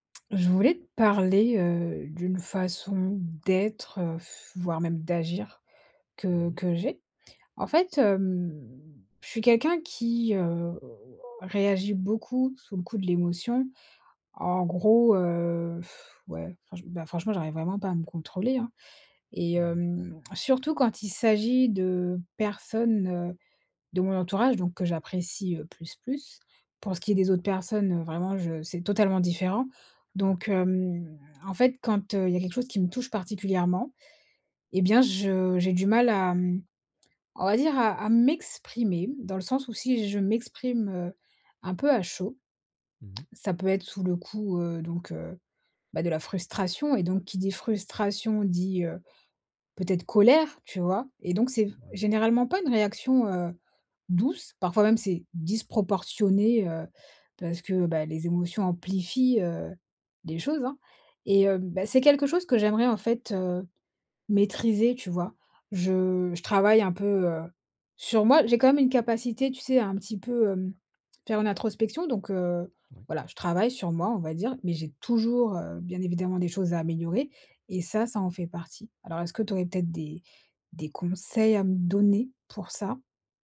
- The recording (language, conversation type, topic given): French, advice, Comment communiquer quand les émotions sont vives sans blesser l’autre ni soi-même ?
- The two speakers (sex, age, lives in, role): female, 30-34, France, user; male, 30-34, France, advisor
- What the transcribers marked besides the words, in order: stressed: "d'être"; blowing; drawn out: "hem"; sigh; stressed: "m'exprimer"